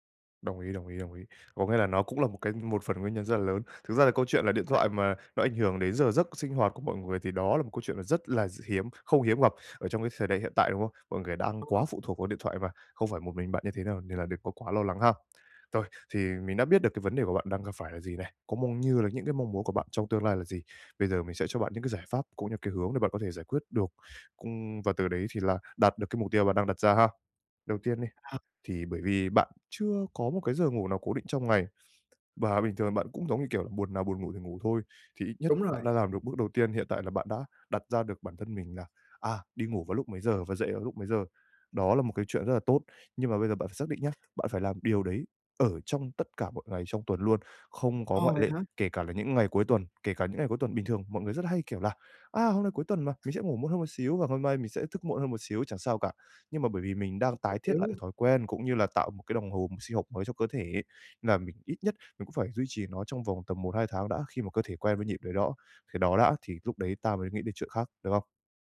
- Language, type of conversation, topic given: Vietnamese, advice, Làm thế nào để duy trì lịch ngủ ổn định mỗi ngày?
- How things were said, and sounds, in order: tapping; unintelligible speech; other background noise; unintelligible speech; unintelligible speech